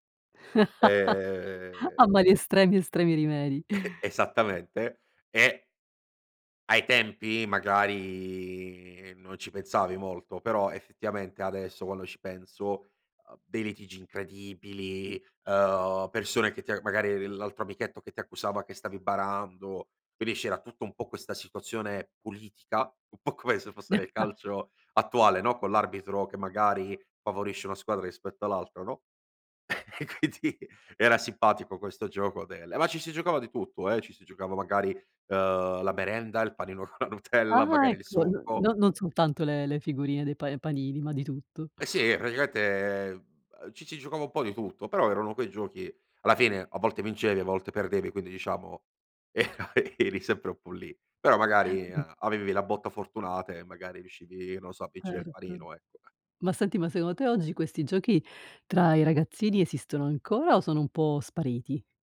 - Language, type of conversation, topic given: Italian, podcast, Che giochi di strada facevi con i vicini da piccolo?
- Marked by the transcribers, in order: laugh; laughing while speaking: "E"; laughing while speaking: "un po'"; laugh; laughing while speaking: "e quindi"; laughing while speaking: "Nutella"; laughing while speaking: "era eri sempre"; other background noise